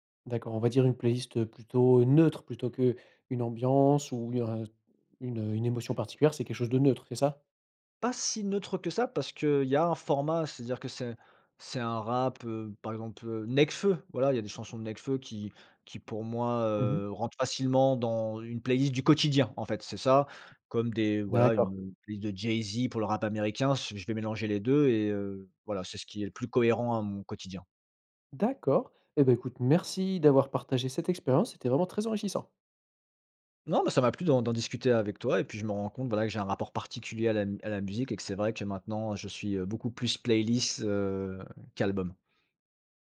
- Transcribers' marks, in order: stressed: "neutre"; stressed: "Nekfeu"; stressed: "quotidien"; other background noise; drawn out: "heu"
- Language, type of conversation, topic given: French, podcast, Pourquoi préfères-tu écouter un album plutôt qu’une playlist, ou l’inverse ?